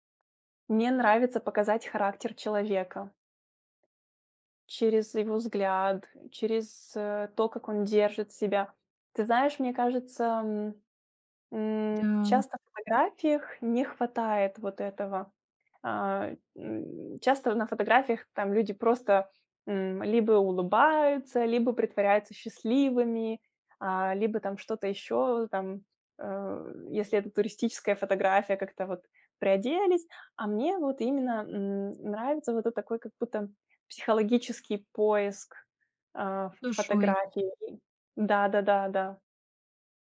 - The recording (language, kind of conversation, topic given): Russian, advice, Как принять, что разрыв изменил мои жизненные планы, и не терять надежду?
- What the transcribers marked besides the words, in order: other background noise